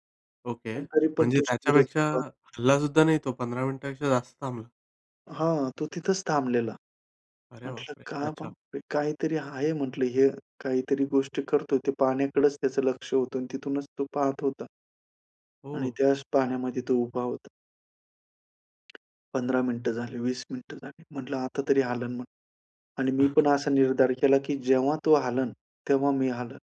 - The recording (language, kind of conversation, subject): Marathi, podcast, निसर्गाकडून तुम्हाला संयम कसा शिकायला मिळाला?
- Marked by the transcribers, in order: chuckle